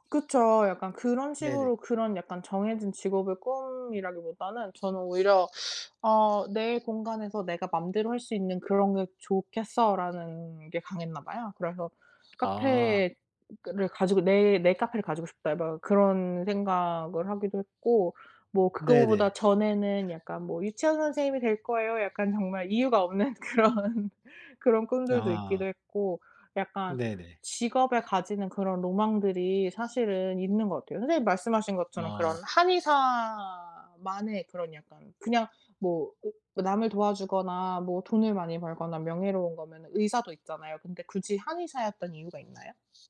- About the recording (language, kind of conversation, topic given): Korean, unstructured, 꿈꾸는 직업이 있으신가요, 그 이유는 무엇인가요?
- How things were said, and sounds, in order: other background noise; laughing while speaking: "그런"